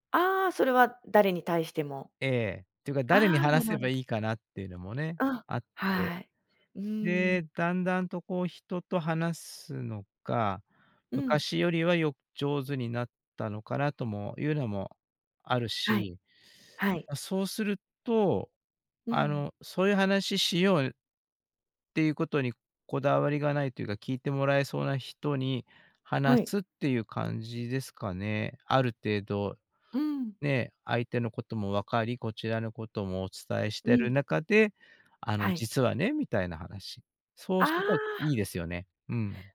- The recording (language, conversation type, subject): Japanese, podcast, 後悔を人に話すと楽になりますか？
- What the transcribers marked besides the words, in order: none